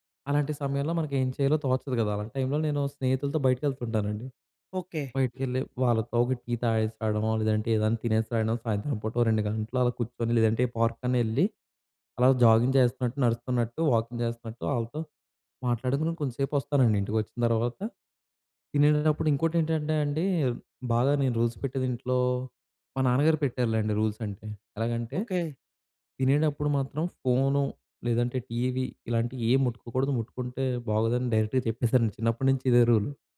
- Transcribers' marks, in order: in English: "పార్క్"; in English: "జాగింగ్"; in English: "వాకింగ్"; in English: "రూల్స్"; in English: "రూల్స్"; in English: "డైరెక్‌గా"
- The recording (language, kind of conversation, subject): Telugu, podcast, స్క్రీన్ టైమ్‌కు కుటుంబ రూల్స్ ఎలా పెట్టాలి?